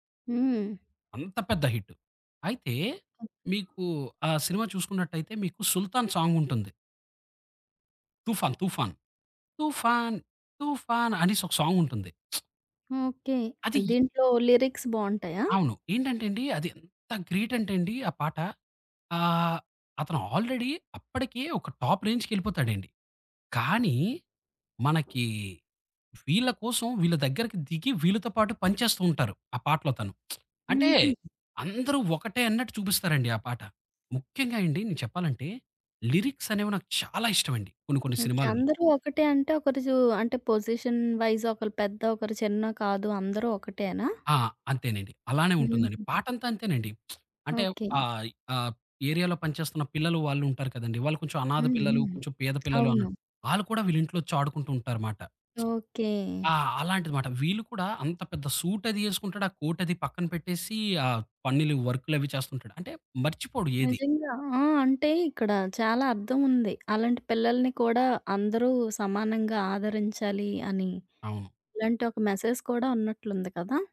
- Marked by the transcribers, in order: in English: "హిట్"; tapping; other background noise; singing: "తుఫాన్ తుఫాన్"; lip smack; in English: "లిరిక్స్"; stressed: "ఎంత"; in English: "గ్రేట్"; in English: "ఆల్రెడీ"; in English: "టాప్ రేంజ్‌ళ్ళికెపోతాడండి"; lip smack; in English: "పొజిషన్ వైస్"; lip smack; in English: "ఏరియాలో"; lip smack; in English: "సూట్"; in English: "కోట్"; in English: "మెసేజ్"
- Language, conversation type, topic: Telugu, podcast, నువ్వు ఇతరులతో పంచుకునే పాటల జాబితాను ఎలా ప్రారంభిస్తావు?